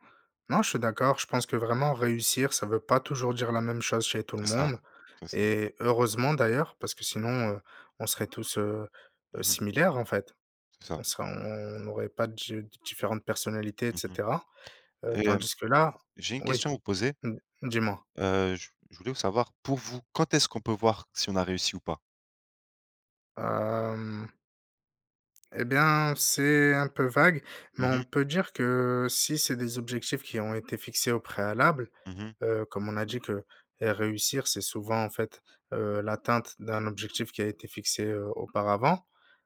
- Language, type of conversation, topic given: French, unstructured, Qu’est-ce que réussir signifie pour toi ?
- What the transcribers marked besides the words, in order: drawn out: "Hem"